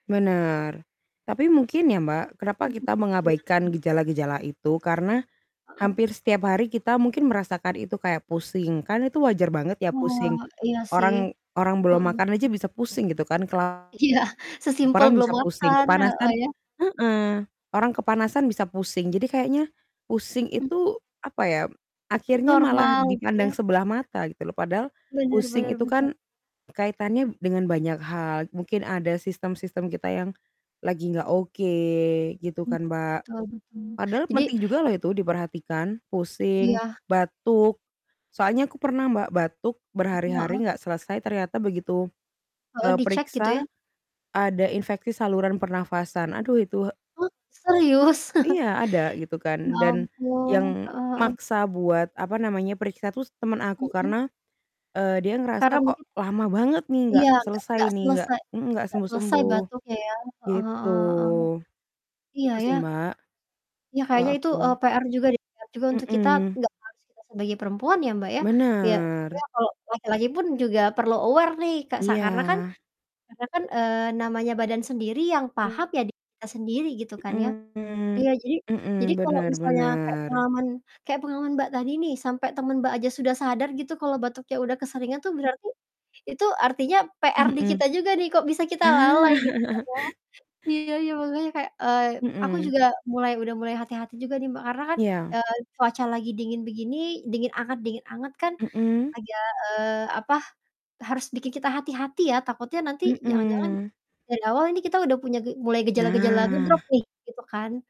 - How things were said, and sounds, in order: static; distorted speech; laughing while speaking: "Iya"; background speech; chuckle; other background noise; in English: "aware"; chuckle
- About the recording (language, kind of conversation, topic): Indonesian, unstructured, Apa yang bisa terjadi jika kita terus mengabaikan tanda-tanda sakit pada tubuh?
- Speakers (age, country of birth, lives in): 25-29, Indonesia, Indonesia; 25-29, Indonesia, Indonesia